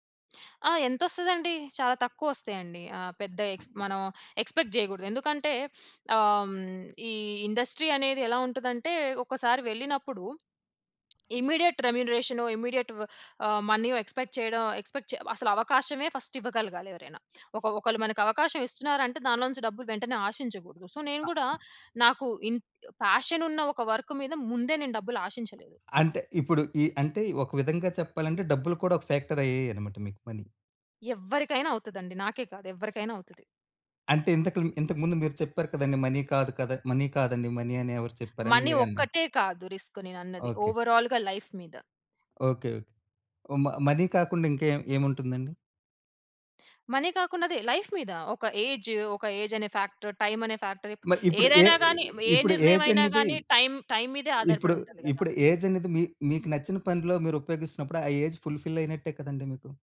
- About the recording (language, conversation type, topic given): Telugu, podcast, ఉద్యోగాన్ని ఎన్నుకోవడంలో కుటుంబం పెట్టే ఒత్తిడి గురించి మీరు చెప్పగలరా?
- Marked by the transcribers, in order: other background noise; in English: "ఎక్స్‌పెక్ట్"; in English: "ఇండస్ట్రీ"; lip smack; in English: "ఇమ్మీడియేట్ రెమ్యునరేషనో, ఇమ్మీడియేట్"; in English: "మనీ ఎక్స్‌పెక్ట్"; in English: "ఎక్స్‌పెక్ట్"; in English: "ఫస్ట్"; in English: "సో"; in English: "పాషన్"; in English: "వర్క్"; in English: "ఫ్యాక్టర్"; tapping; in English: "మనీ"; in English: "మనీ"; in English: "మనీ"; in English: "రిస్క్"; in English: "ఓవరాల్‌గా లైఫ్"; in English: "మని"; in English: "మనీ"; in English: "లైఫ్"; in English: "ఏజ్"; in English: "టైమ్ టైమ్"; in English: "ఏజ్ ఫుల్‌ఫిల్"